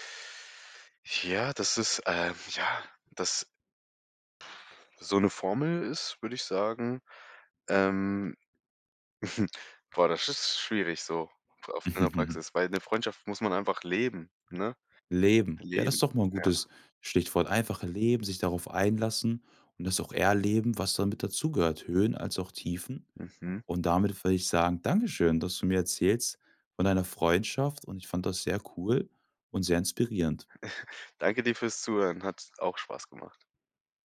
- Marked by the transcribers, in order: snort; chuckle; chuckle
- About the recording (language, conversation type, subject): German, podcast, Welche Freundschaft ist mit den Jahren stärker geworden?